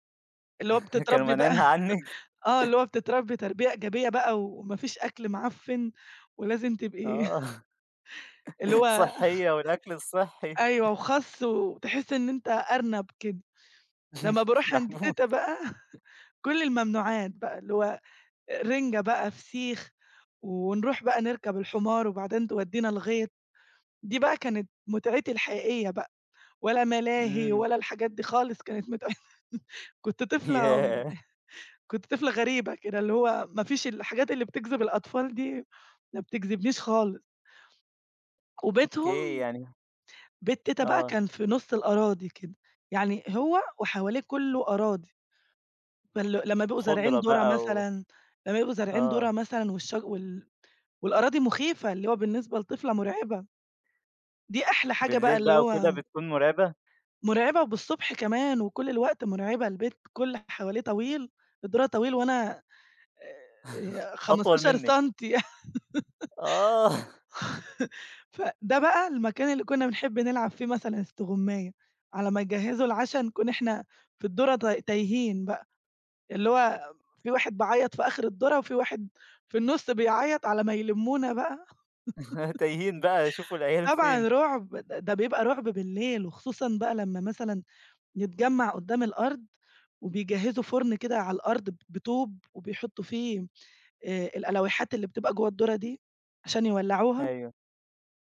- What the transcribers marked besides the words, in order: laughing while speaking: "كانوا مانعينها عنِك؟"; chuckle; laughing while speaking: "آه. صحية والأكل الصحّي"; chuckle; chuckle; laughing while speaking: "محبوس"; chuckle; laughing while speaking: "متع"; laughing while speaking: "ياه!"; chuckle; laugh; laughing while speaking: "آه"; chuckle; laughing while speaking: "تايهين بقى شوفوا العيال فين"; laugh
- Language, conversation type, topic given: Arabic, podcast, إيه ذكريات الطفولة المرتبطة بالأكل اللي لسه فاكراها؟